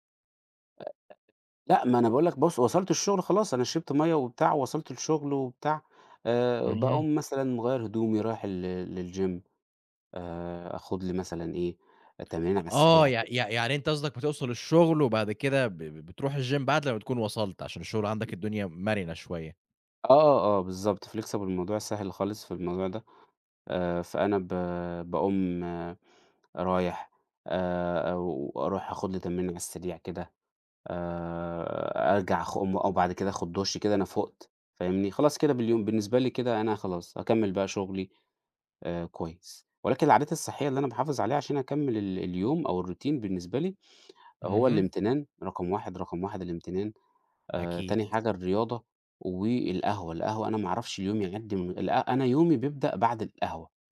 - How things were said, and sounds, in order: in English: "للgym"; in English: "الgym"; other background noise; in English: "flexible"; in English: "الroutine"; tapping
- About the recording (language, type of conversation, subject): Arabic, podcast, إيه روتينك الصبح عشان تعتني بنفسك؟